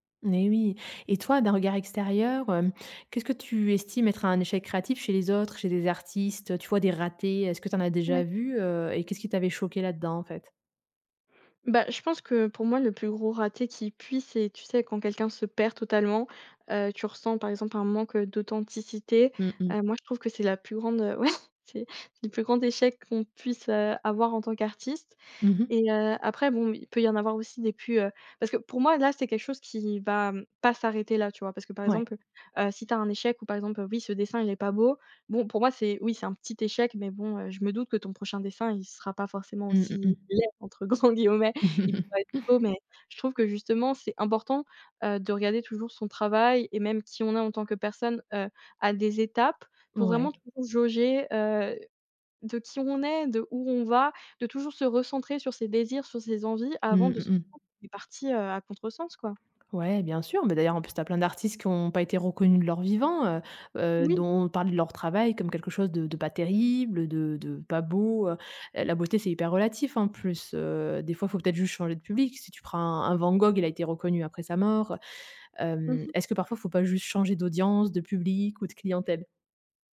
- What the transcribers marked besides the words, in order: other background noise; laughing while speaking: "ouais"; stressed: "pas"; stressed: "oui"; chuckle; stressed: "Laid"; laughing while speaking: "grands guillemets"; unintelligible speech; tapping
- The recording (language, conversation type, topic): French, podcast, Comment transformes-tu un échec créatif en leçon utile ?